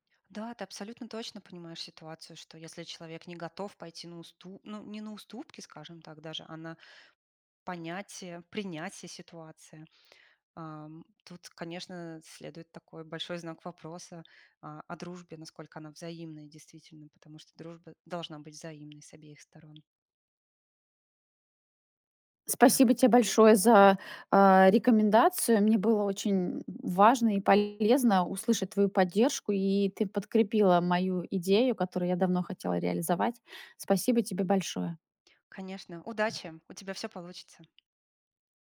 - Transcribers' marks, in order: tapping
- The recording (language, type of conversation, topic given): Russian, advice, С какими трудностями вы сталкиваетесь при установлении личных границ в дружбе?